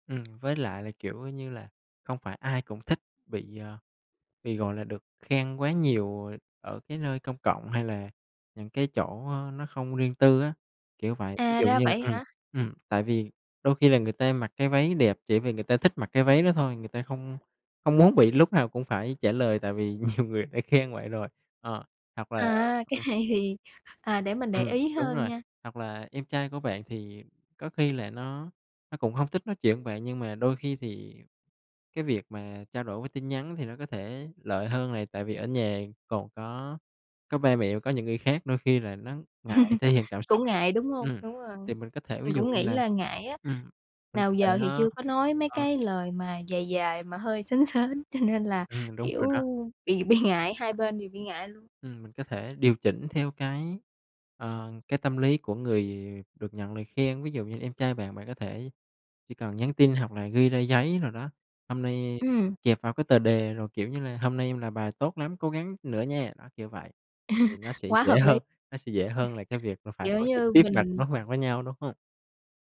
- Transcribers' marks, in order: other background noise; tapping; laughing while speaking: "cái này"; chuckle; chuckle
- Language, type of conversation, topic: Vietnamese, advice, Làm thế nào để khen ngợi hoặc ghi nhận một cách chân thành để động viên người khác?